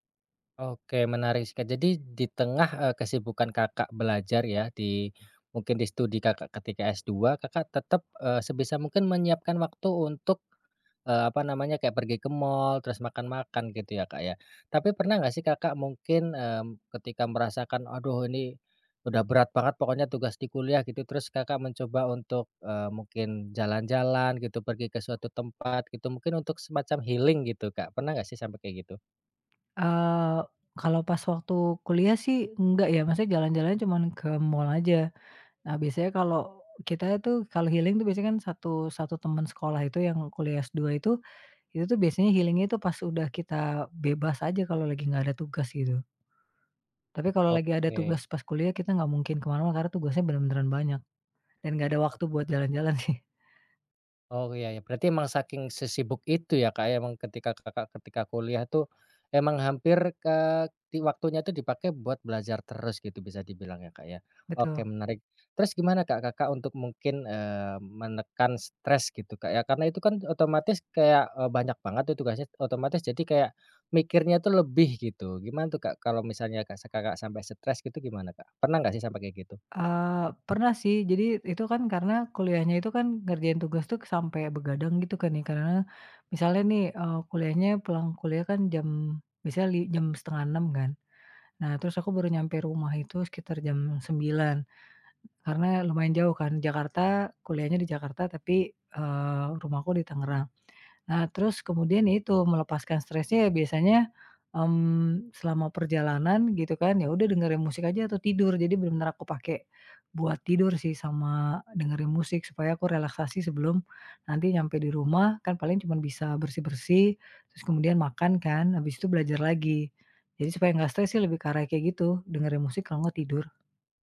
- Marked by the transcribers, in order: in English: "healing"; other background noise; in English: "healing"; in English: "healing"; laughing while speaking: "sih"
- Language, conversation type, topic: Indonesian, podcast, Gimana cara kalian mengatur waktu berkualitas bersama meski sibuk bekerja dan kuliah?